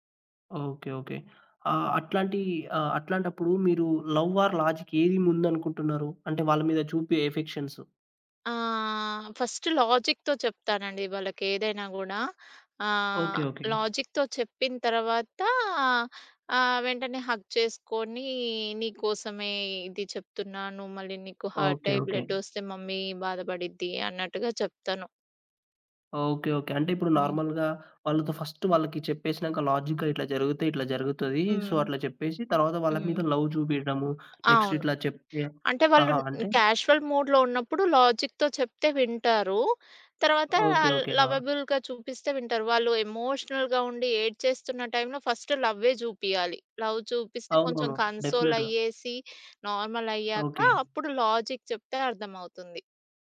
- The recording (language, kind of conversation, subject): Telugu, podcast, మీ ఇంట్లో పిల్లల పట్ల ప్రేమాభిమానాన్ని ఎలా చూపించేవారు?
- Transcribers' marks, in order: in English: "లవ్ ఆర్ లాజిక్"; in English: "ఫస్ట్ లాజిక్‌తో"; in English: "లాజిక్‌తో"; in English: "హగ్"; in English: "హార్ట్"; in English: "మమ్మీ"; in English: "నార్మల్‌గా"; in English: "ఫస్ట్"; in English: "లాజిక్‌గా"; in English: "సో"; in English: "లవ్"; tapping; in English: "నెక్స్ట్"; in English: "క్యాషువల్ మూడ్‌లో"; in English: "లాజిక్‌తో"; in English: "లవబుల్‌గా"; in English: "ఎమోషనల్‌గా"; in English: "లవ్"; in English: "కన్సోల్"; in English: "డెఫినిట్‌గా"; in English: "నార్మల్"; in English: "లాజిక్"